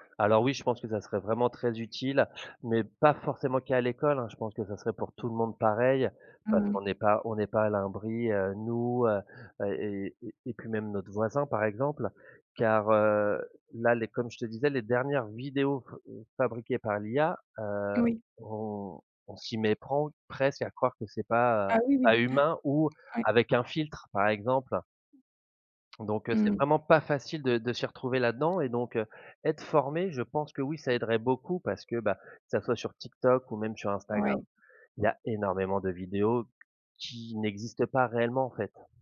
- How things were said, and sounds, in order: none
- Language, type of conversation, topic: French, podcast, Comment repères-tu si une source d’information est fiable ?